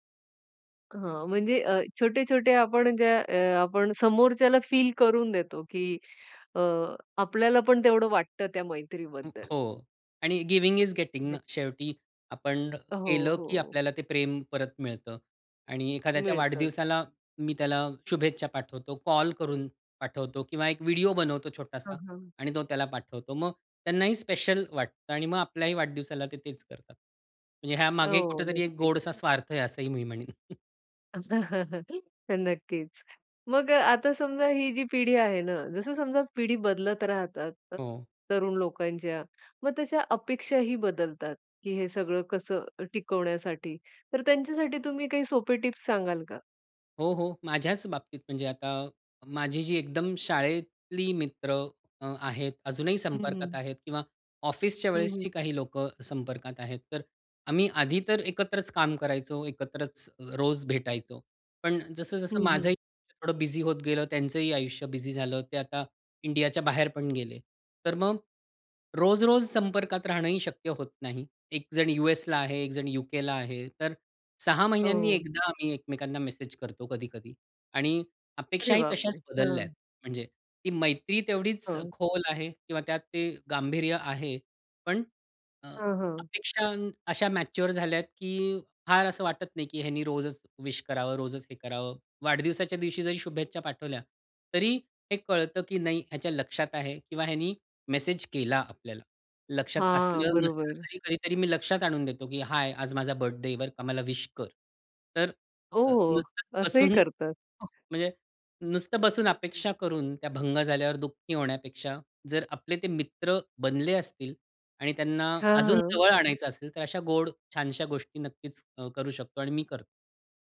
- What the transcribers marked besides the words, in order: in English: "फील"; in English: "गिव्हिंग इज गेटिंगना"; in English: "स्पेशल"; chuckle; in English: "मॅच्युअर"; in English: "विश"; in English: "विश"; other background noise
- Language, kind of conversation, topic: Marathi, podcast, डिजिटल युगात मैत्री दीर्घकाळ टिकवण्यासाठी काय करावे?